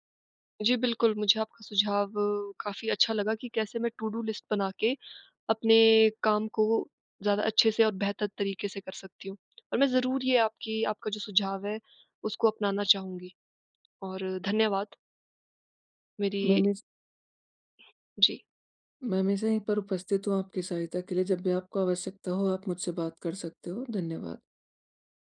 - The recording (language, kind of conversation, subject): Hindi, advice, मैं नकारात्मक आदतों को बेहतर विकल्पों से कैसे बदल सकता/सकती हूँ?
- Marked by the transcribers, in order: in English: "टू-डू लिस्ट"; tapping; other background noise